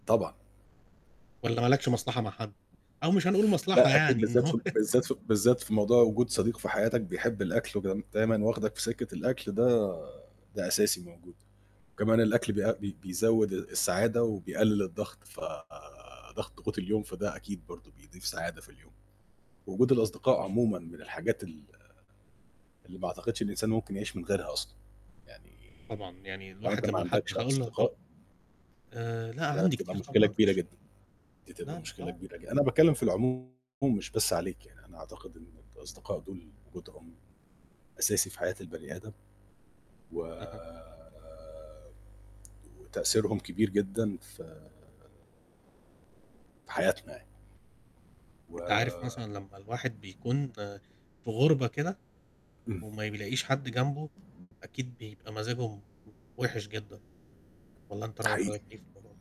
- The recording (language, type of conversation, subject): Arabic, unstructured, إيه دور أصحابك في دعم صحتك النفسية؟
- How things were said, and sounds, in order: static; mechanical hum; laugh; tapping; unintelligible speech; distorted speech; drawn out: "و"